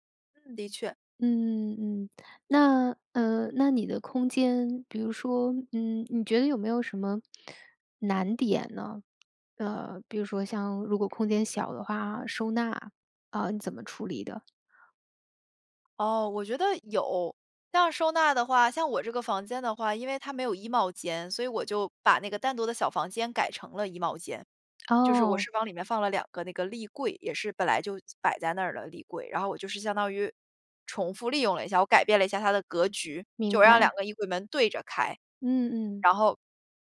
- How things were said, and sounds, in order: none
- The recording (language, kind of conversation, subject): Chinese, podcast, 有哪些简单的方法能让租来的房子更有家的感觉？